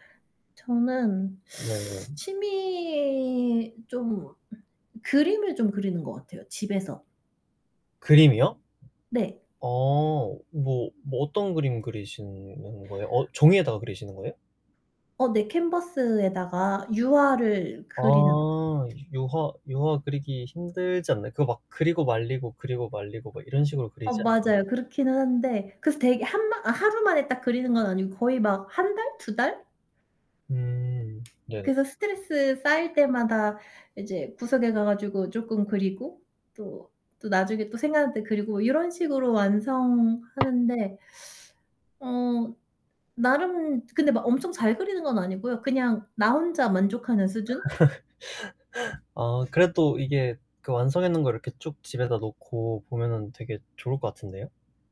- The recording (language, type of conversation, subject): Korean, unstructured, 자신만의 특별한 취미를 어떻게 발견하셨나요?
- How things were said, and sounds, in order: distorted speech; tapping; background speech; laugh; other background noise